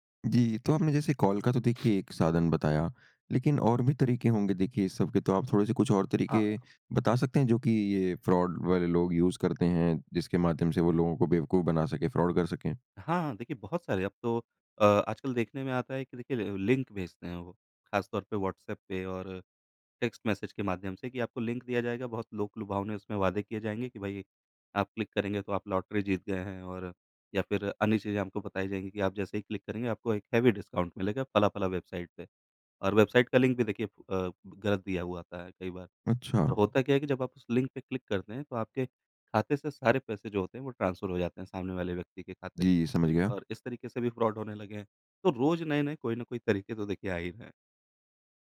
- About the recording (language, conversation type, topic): Hindi, podcast, ऑनलाइन भुगतान करते समय आप कौन-कौन सी सावधानियाँ बरतते हैं?
- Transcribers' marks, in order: other background noise; in English: "फ्रॉड"; in English: "यूज़"; in English: "फ्रॉड"; in English: "हेवी डिस्काउंट"; in English: "ट्रांसफर"; in English: "फ्रॉड"